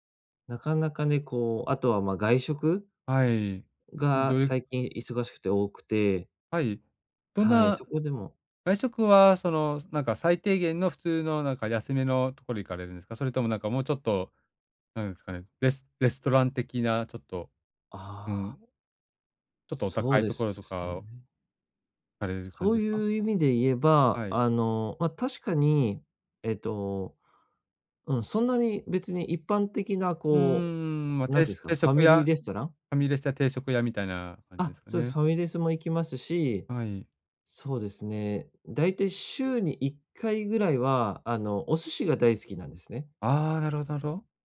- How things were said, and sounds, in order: none
- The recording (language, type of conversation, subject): Japanese, advice, 楽しみを守りながら、どうやって貯金すればいいですか？